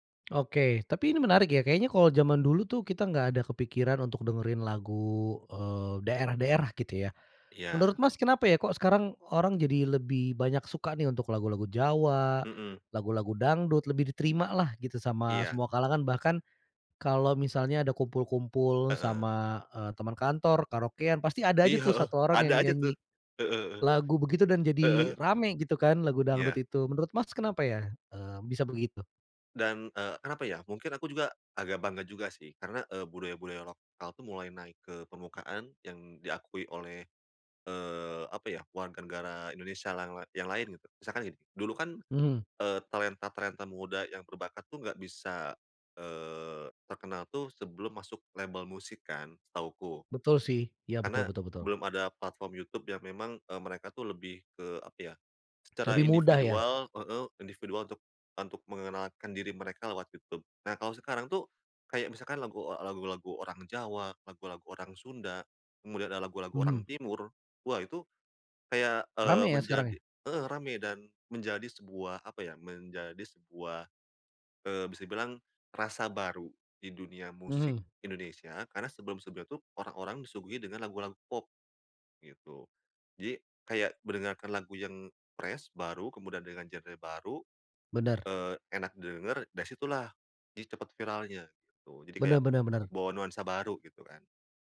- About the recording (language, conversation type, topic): Indonesian, podcast, Bagaimana budaya kampungmu memengaruhi selera musikmu?
- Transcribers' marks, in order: in English: "fresh"